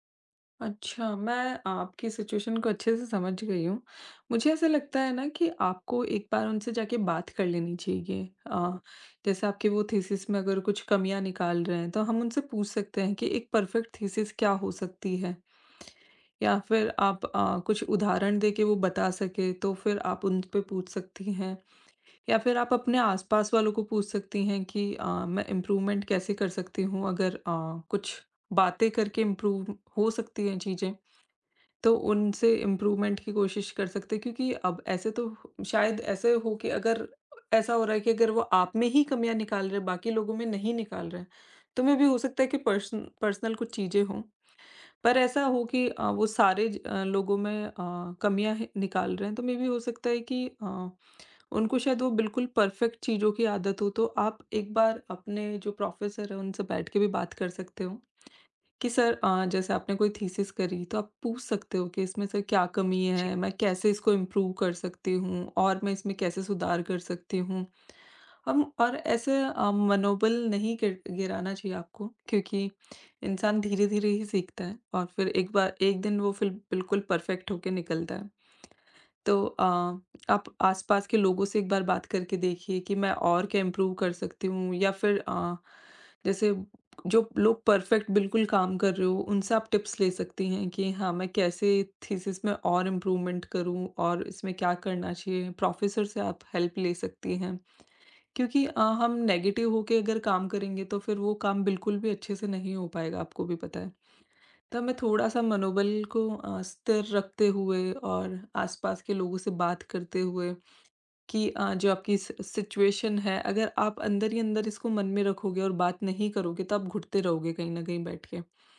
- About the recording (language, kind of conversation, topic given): Hindi, advice, आलोचना के बाद मेरा रचनात्मक आत्मविश्वास क्यों खो गया?
- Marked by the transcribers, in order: in English: "सिचुएशन"; in English: "थीसिस"; in English: "परफेक्ट थीसिस"; lip smack; in English: "इम्प्रूवमेंट"; in English: "इम्प्रूव"; in English: "इम्प्रूवमेंट"; in English: "मेबी"; in English: "पर्सन पर्सनल"; in English: "मेबी"; in English: "परफेक्ट"; in English: "प्रोफेसर"; tapping; in English: "थीसिस"; in English: "इम्प्रूव"; in English: "परफेक्ट"; in English: "इम्प्रूव"; in English: "परफेक्ट"; in English: "टिप्स"; in English: "थीसिस"; in English: "इम्प्रूवमेंट"; in English: "प्रोफेसर"; in English: "हेल्प"; in English: "नेगेटिव"; in English: "सि सिचुएशन"